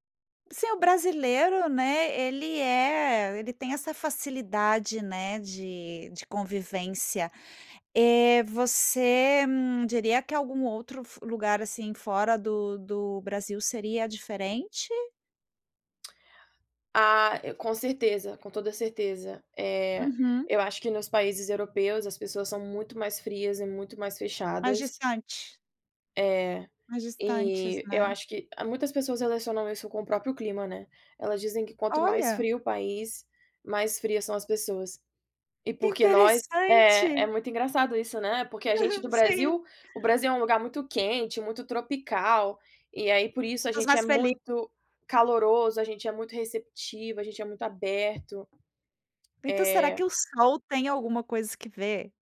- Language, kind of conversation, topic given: Portuguese, podcast, Como você cria um espaço em que pessoas diferentes se sintam bem-vindas?
- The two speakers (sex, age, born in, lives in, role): female, 25-29, Brazil, United States, guest; female, 50-54, Brazil, Spain, host
- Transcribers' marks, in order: tapping; other background noise; laughing while speaking: "Que interessante"; chuckle